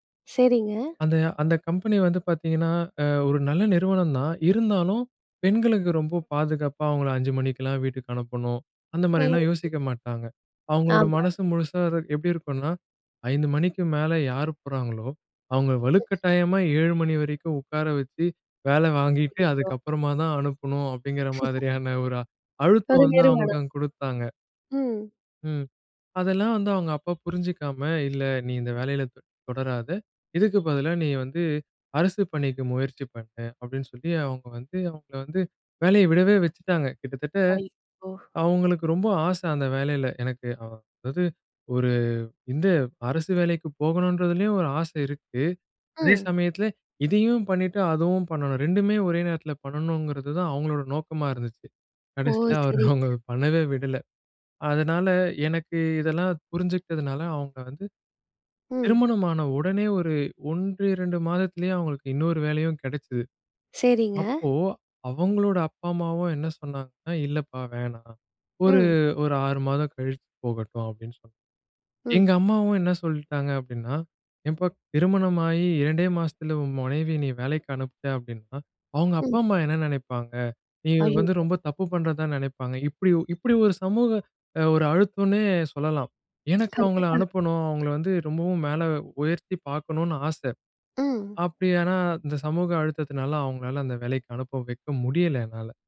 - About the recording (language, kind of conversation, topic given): Tamil, podcast, இந்திய குடும்பமும் சமூகமும் தரும் அழுத்தங்களை நீங்கள் எப்படிச் சமாளிக்கிறீர்கள்?
- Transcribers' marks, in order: other background noise; unintelligible speech; other noise; laugh; unintelligible speech; laughing while speaking: "அவரு அவங்கள பண்ணவே விடல"; "அவங்கள" said as "அவங்களால"